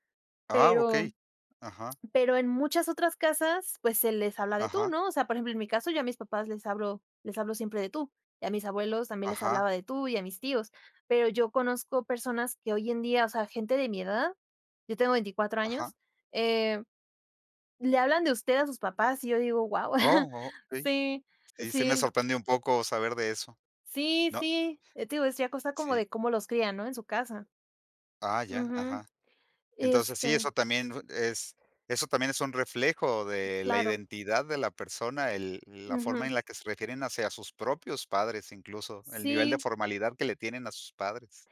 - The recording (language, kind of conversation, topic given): Spanish, podcast, ¿Qué papel juega el idioma en tu identidad?
- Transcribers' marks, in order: chuckle